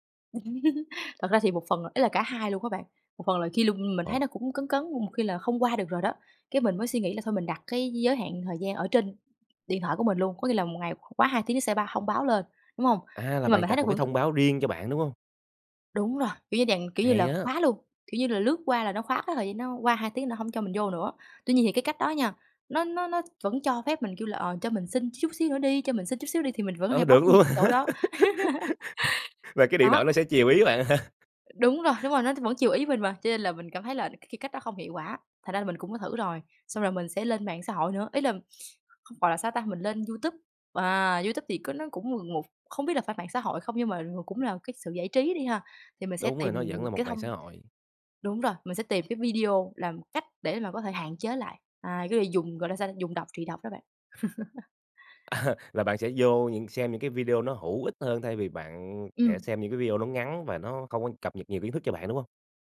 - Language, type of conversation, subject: Vietnamese, podcast, Bạn cân bằng mạng xã hội và đời thực thế nào?
- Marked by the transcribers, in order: chuckle; tapping; laughing while speaking: "luôn hả?"; laugh; other background noise; laughing while speaking: "hả?"; other noise; chuckle; laughing while speaking: "À"